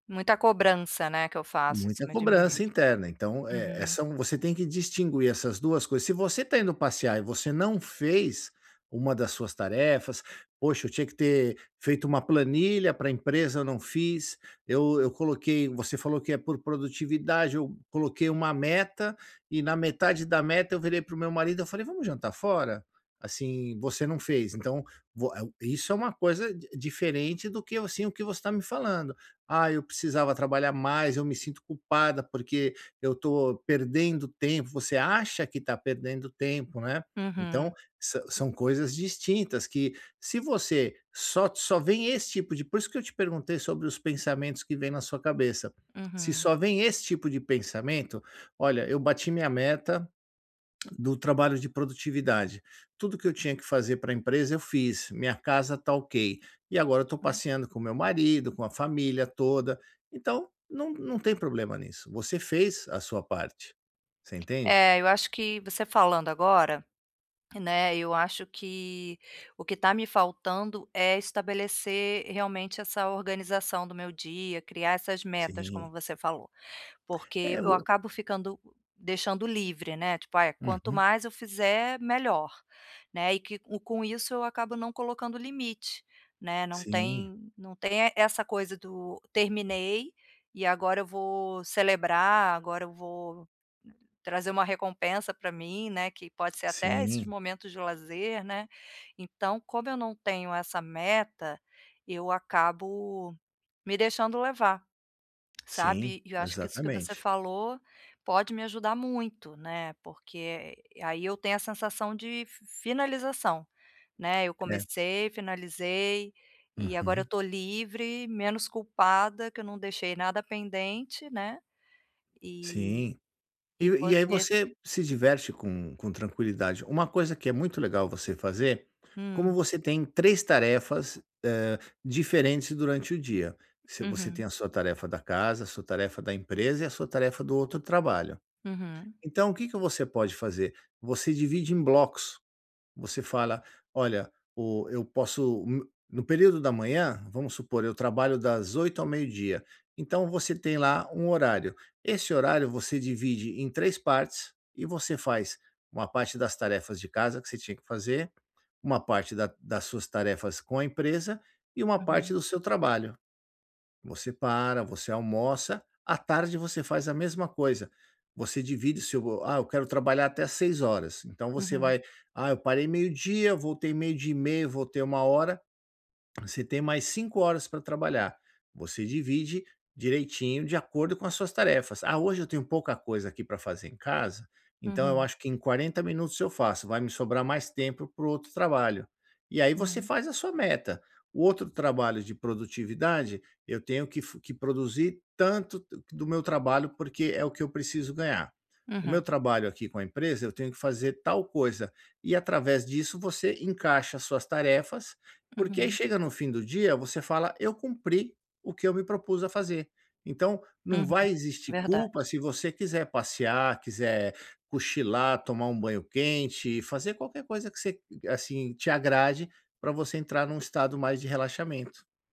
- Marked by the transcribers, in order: tapping
- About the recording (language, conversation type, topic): Portuguese, advice, Como lidar com a culpa ou a ansiedade ao dedicar tempo ao lazer?